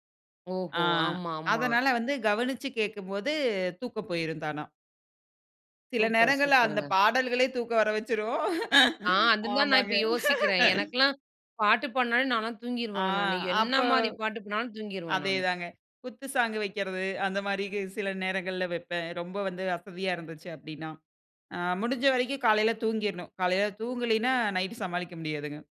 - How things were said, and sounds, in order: laugh; laughing while speaking: "ஆமாங்க"
- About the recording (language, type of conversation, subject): Tamil, podcast, அடிக்கடி கூடுதல் வேலை நேரம் செய்ய வேண்டிய நிலை வந்தால் நீங்கள் என்ன செய்வீர்கள்?